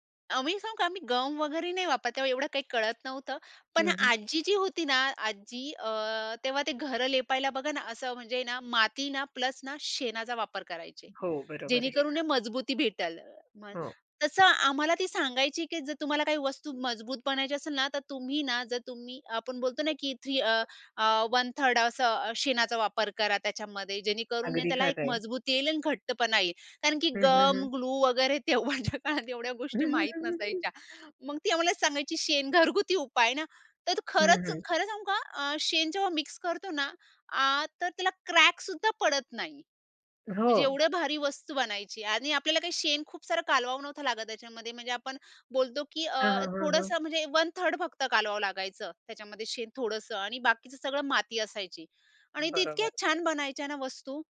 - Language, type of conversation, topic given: Marathi, podcast, लहानपणी तुम्ही स्वतःची खेळणी बनवली होती का?
- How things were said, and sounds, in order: in English: "गम"; other background noise; tapping; in English: "गम, ग्लू"; laughing while speaking: "तेव्हाच्या काळात"; chuckle